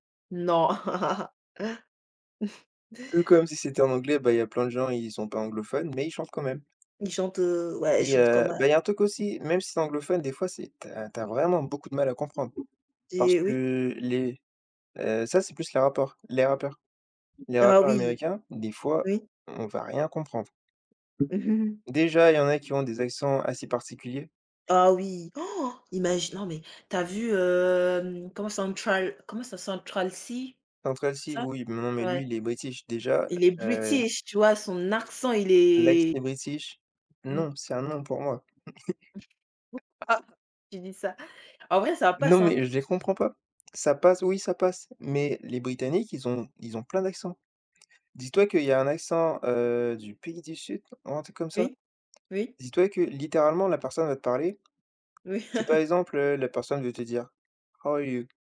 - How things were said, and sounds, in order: laugh; tapping; chuckle; gasp; put-on voice: "Central"; in English: "british"; in English: "british"; stressed: "british"; in English: "british"; unintelligible speech; other background noise; chuckle; other noise; chuckle; put-on voice: "How are you ?"
- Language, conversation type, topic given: French, unstructured, Pourquoi, selon toi, certaines chansons deviennent-elles des tubes mondiaux ?